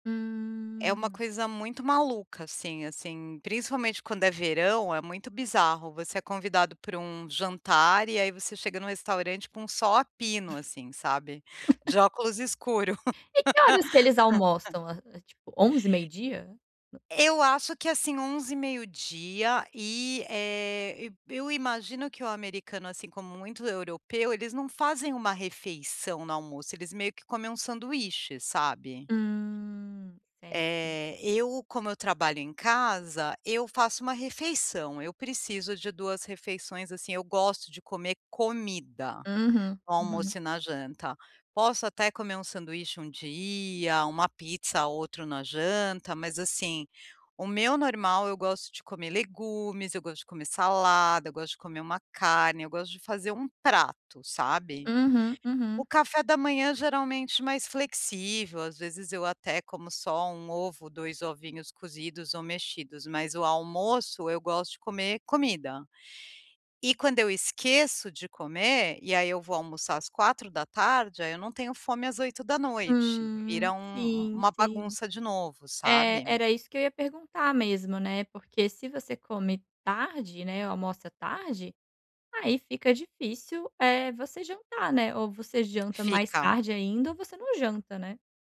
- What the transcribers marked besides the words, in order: drawn out: "Hum"; chuckle; "almoçam" said as "almostam"; laugh; drawn out: "Hum"; tapping
- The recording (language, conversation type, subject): Portuguese, advice, Como posso ajustar meus horários das refeições para me sentir melhor?